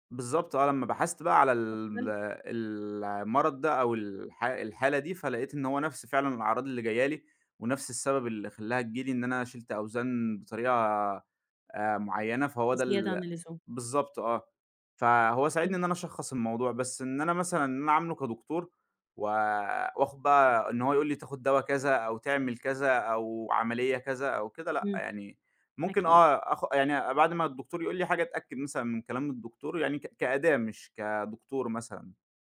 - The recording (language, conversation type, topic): Arabic, podcast, إزاي بتحط حدود للذكاء الاصطناعي في حياتك اليومية؟
- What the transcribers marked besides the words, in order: unintelligible speech